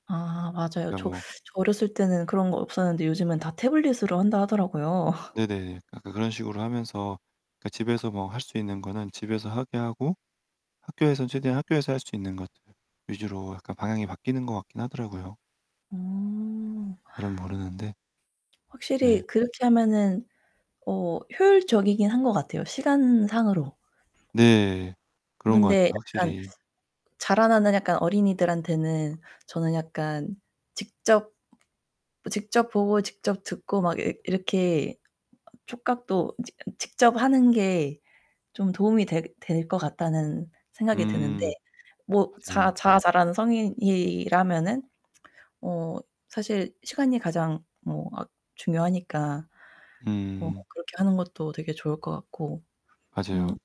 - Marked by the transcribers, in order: static; laugh; other background noise; tapping; distorted speech
- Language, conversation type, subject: Korean, unstructured, 온라인 수업과 오프라인 수업 중 어떤 점이 더 좋다고 생각하시나요?